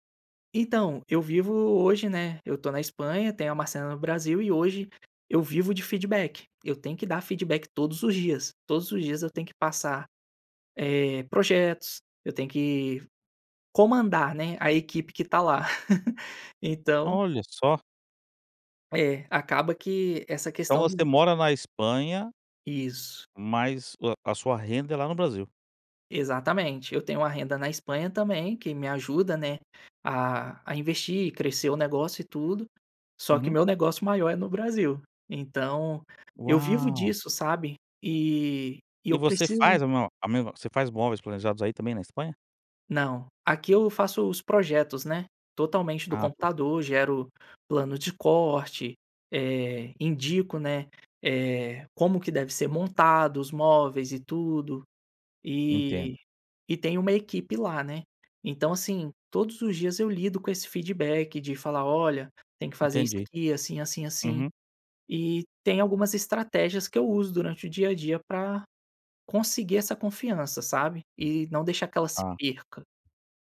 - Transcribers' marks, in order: "marcenaria" said as "marcena"; giggle
- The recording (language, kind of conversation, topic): Portuguese, podcast, Como dar um feedback difícil sem perder a confiança da outra pessoa?
- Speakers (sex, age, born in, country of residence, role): male, 25-29, Brazil, Spain, guest; male, 45-49, Brazil, United States, host